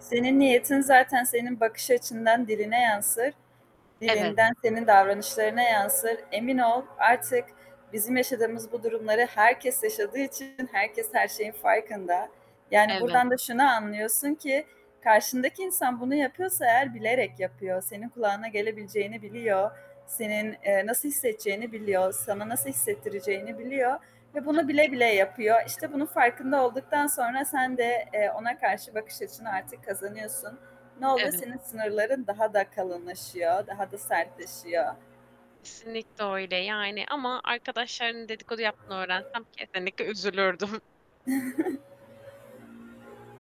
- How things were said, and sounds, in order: mechanical hum; distorted speech; other background noise; unintelligible speech; unintelligible speech; chuckle
- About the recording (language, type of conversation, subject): Turkish, unstructured, Arkadaşının senin hakkında dedikodu yaptığını öğrensen ne yaparsın?